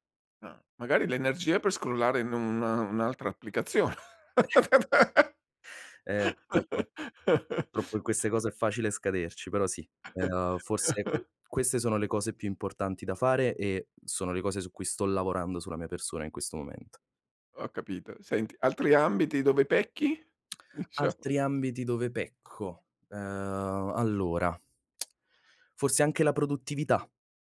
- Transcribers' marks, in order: chuckle; other background noise; laugh; chuckle; tapping; laughing while speaking: "dicia"; tongue click
- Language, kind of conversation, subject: Italian, podcast, Hai qualche regola pratica per non farti distrarre dalle tentazioni immediate?